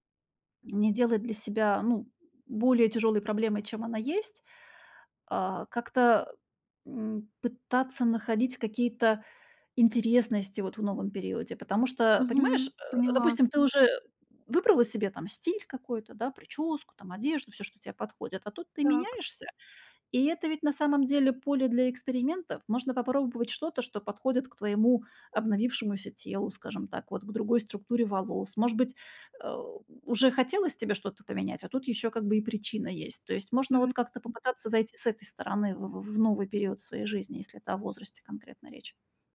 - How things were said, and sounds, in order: none
- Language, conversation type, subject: Russian, advice, Как справиться с навязчивыми негативными мыслями, которые подрывают мою уверенность в себе?